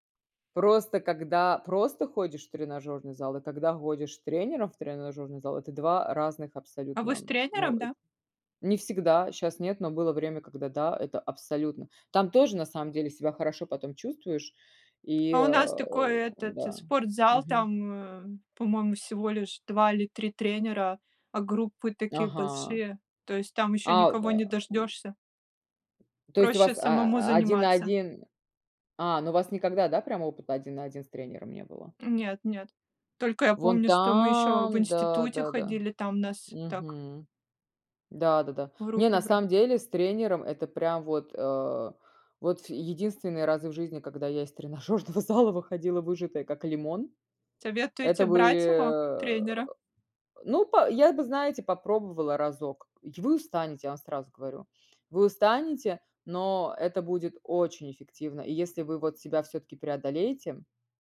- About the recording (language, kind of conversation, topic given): Russian, unstructured, Как спорт влияет на наше настроение и общее самочувствие?
- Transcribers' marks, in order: tapping; grunt; background speech; drawn out: "там"; drawn out: "тренажерного зала"; sniff